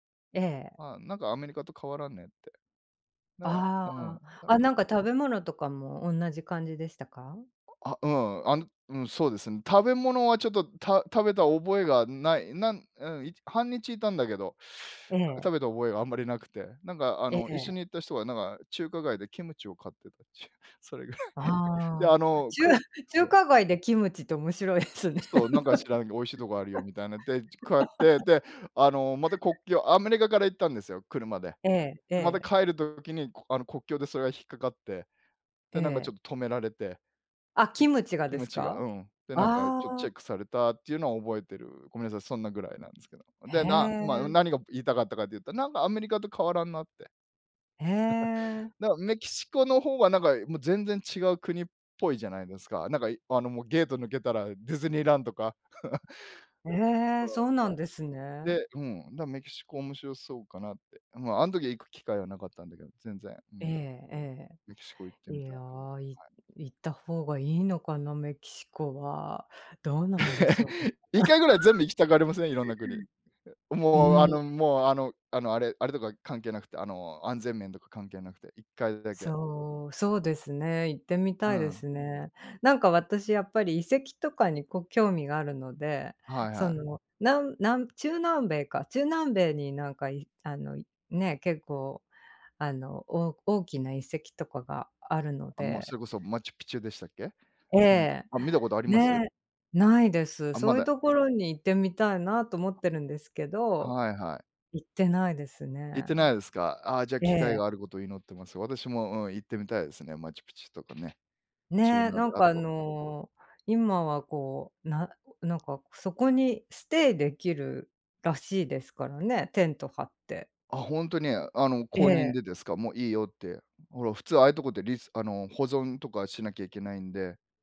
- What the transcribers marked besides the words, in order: laughing while speaking: "それぐらい、で、あの、く そう"; laughing while speaking: "ちゅう 中華街でキムチって面白いですね"; laugh; tapping; chuckle; chuckle; unintelligible speech; other background noise; laugh; unintelligible speech
- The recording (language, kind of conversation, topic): Japanese, unstructured, あなたの理想の旅行先はどこですか？